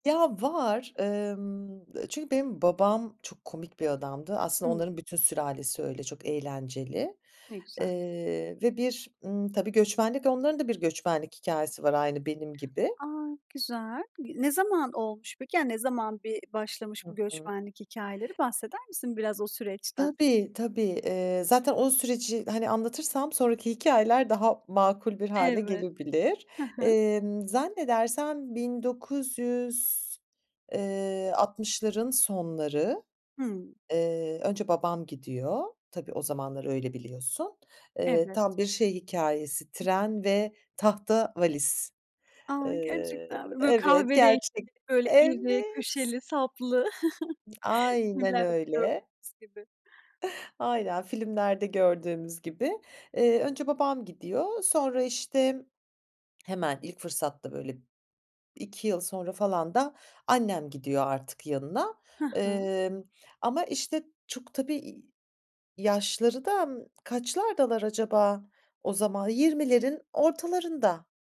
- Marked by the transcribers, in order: other background noise; other noise; chuckle; chuckle; swallow
- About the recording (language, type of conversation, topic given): Turkish, podcast, Aile büyüklerinizin anlattığı hikâyelerden birini paylaşır mısınız?